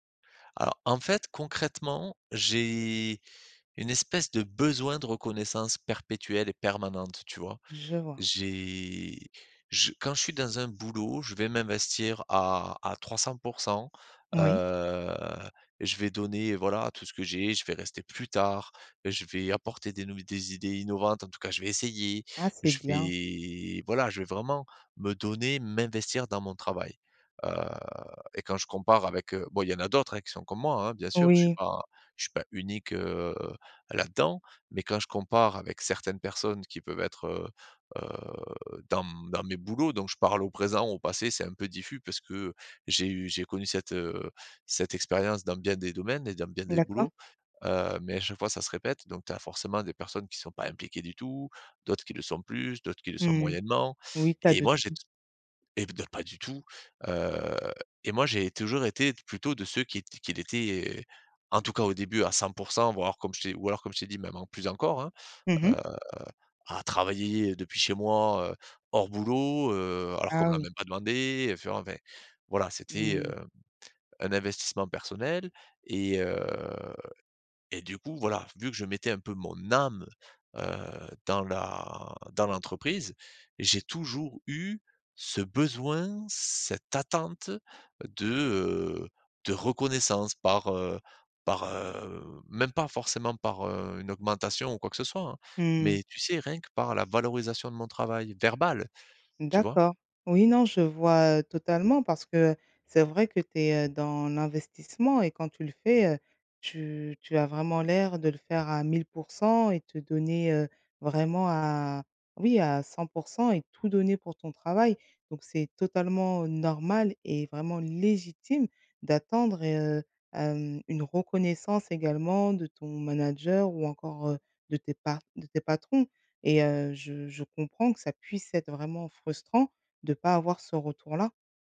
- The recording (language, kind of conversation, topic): French, advice, Comment demander un retour honnête après une évaluation annuelle ?
- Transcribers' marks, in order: stressed: "besoin"; drawn out: "J'ai"; drawn out: "heu"; drawn out: "vais"; drawn out: "heu"; other background noise; drawn out: "heu"; drawn out: "heu"